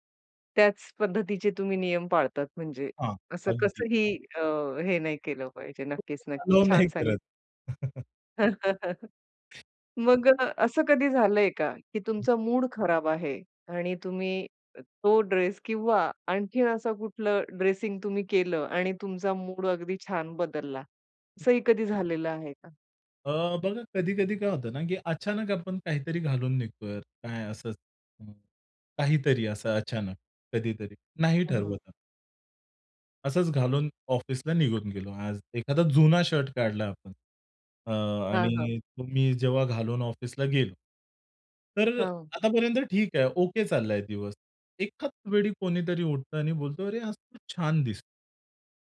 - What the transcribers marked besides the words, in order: tapping; other background noise; in English: "अलाव"; laugh; chuckle; other noise
- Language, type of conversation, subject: Marathi, podcast, तुमच्या कपड्यांच्या निवडीचा तुमच्या मनःस्थितीवर कसा परिणाम होतो?